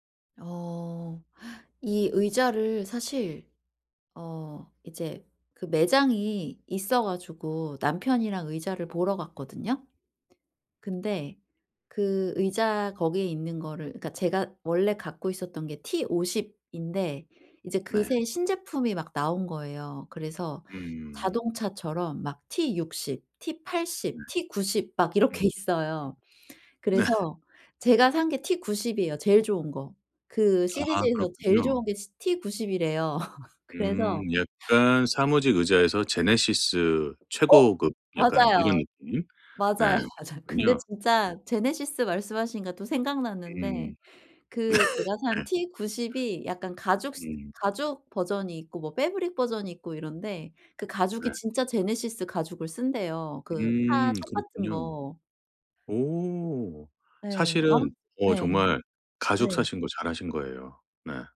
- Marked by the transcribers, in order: other background noise; tapping; laughing while speaking: "이렇게"; laughing while speaking: "네"; laugh; laughing while speaking: "맞아요, 맞아요"; unintelligible speech; laugh; in English: "패브릭"
- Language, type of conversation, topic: Korean, advice, 쇼핑할 때 결정을 못 내리겠을 때 어떻게 하면 좋을까요?